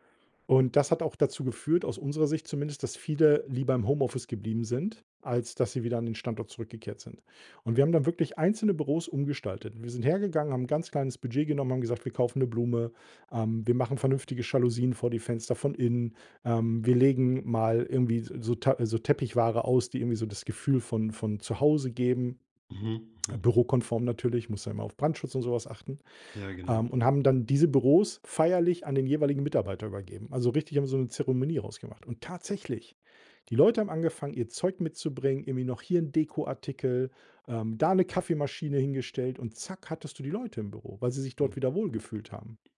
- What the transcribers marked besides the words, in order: tapping
- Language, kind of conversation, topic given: German, podcast, Wie richtest du dein Homeoffice praktisch ein?